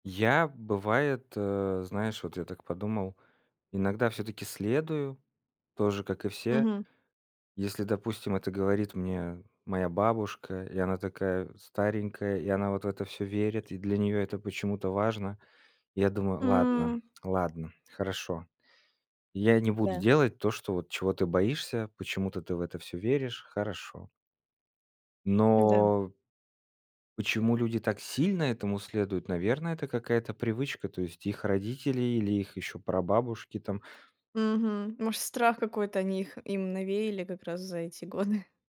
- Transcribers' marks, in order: tapping; laughing while speaking: "годы"
- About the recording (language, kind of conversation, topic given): Russian, podcast, Какие бытовые суеверия до сих пор живы в вашей семье?